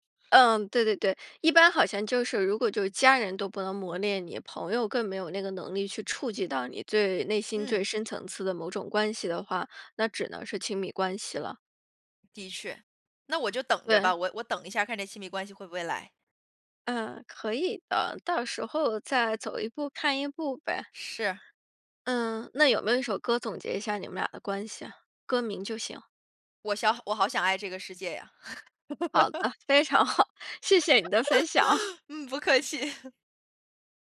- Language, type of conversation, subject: Chinese, podcast, 有什么歌会让你想起第一次恋爱？
- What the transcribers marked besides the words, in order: laugh; laughing while speaking: "好。谢谢你的分享"; laugh; laughing while speaking: "嗯，不客气"; chuckle